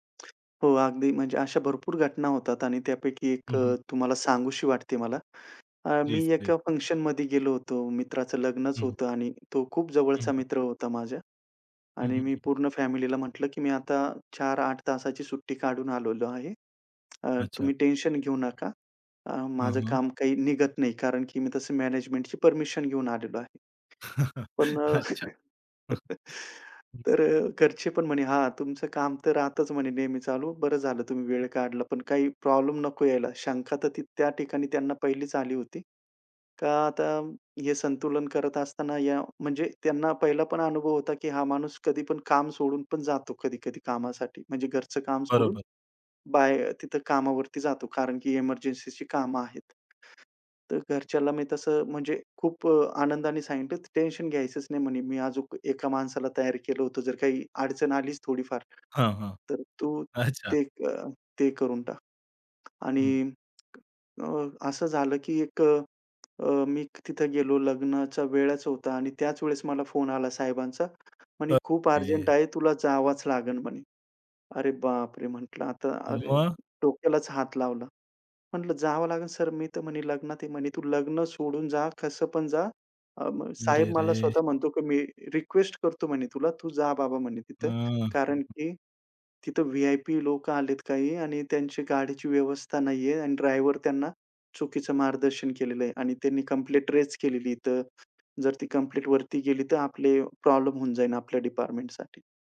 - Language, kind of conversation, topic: Marathi, podcast, काम आणि आयुष्यातील संतुलन कसे साधता?
- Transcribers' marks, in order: tapping; chuckle; laugh; chuckle; other background noise; chuckle